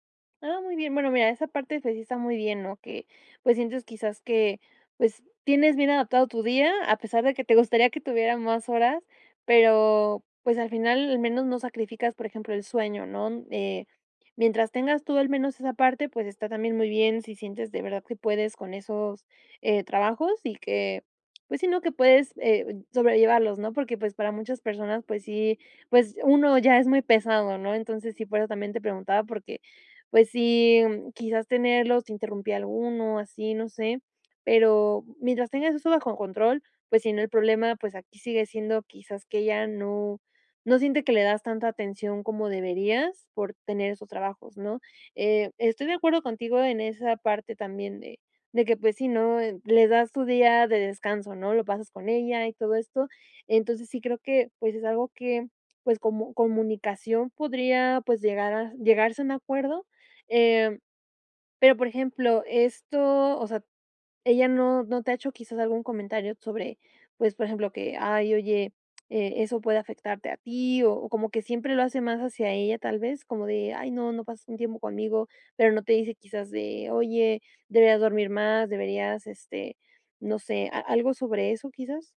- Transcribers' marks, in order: none
- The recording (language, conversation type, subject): Spanish, advice, ¿Cómo puedo manejar el sentirme atacado por las críticas de mi pareja sobre mis hábitos?